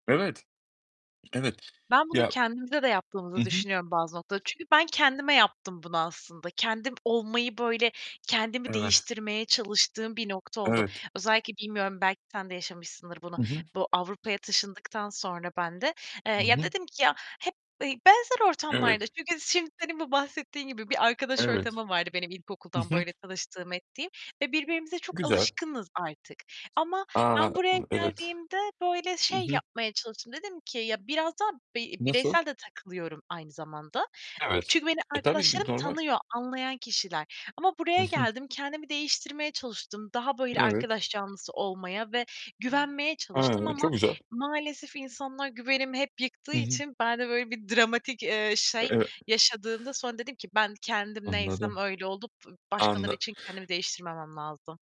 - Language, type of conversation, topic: Turkish, unstructured, Hangi deneyim seni kendin olmaya yöneltti?
- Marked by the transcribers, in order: tapping; other background noise